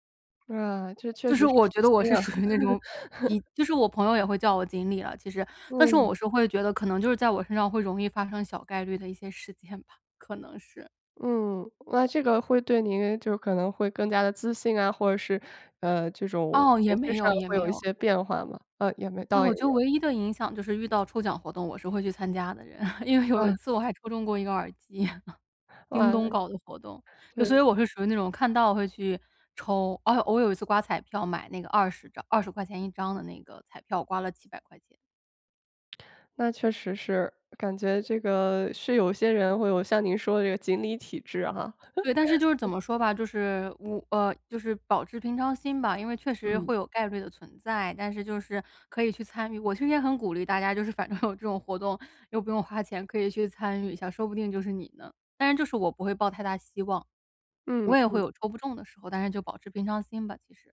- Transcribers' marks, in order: laughing while speaking: "就是"; laughing while speaking: "属于"; chuckle; other background noise; chuckle; chuckle; chuckle; laughing while speaking: "反正有"
- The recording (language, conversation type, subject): Chinese, podcast, 有没有过一次错过反而带来好运的经历？